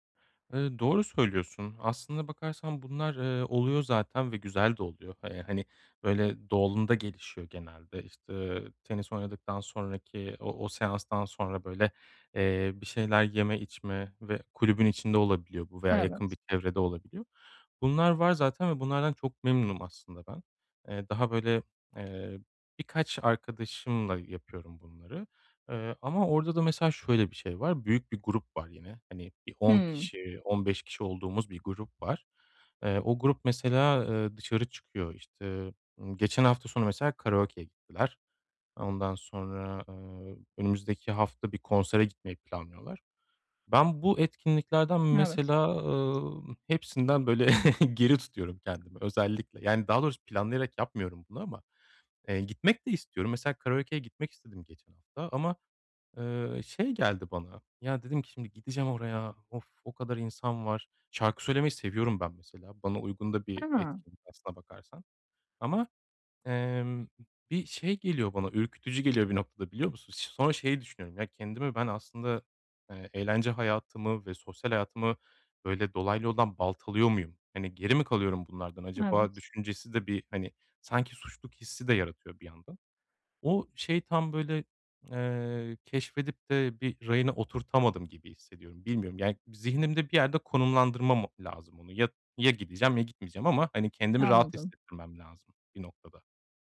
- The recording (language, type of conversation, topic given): Turkish, advice, Sosyal zamanla yalnız kalma arasında nasıl denge kurabilirim?
- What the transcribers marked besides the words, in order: tapping; chuckle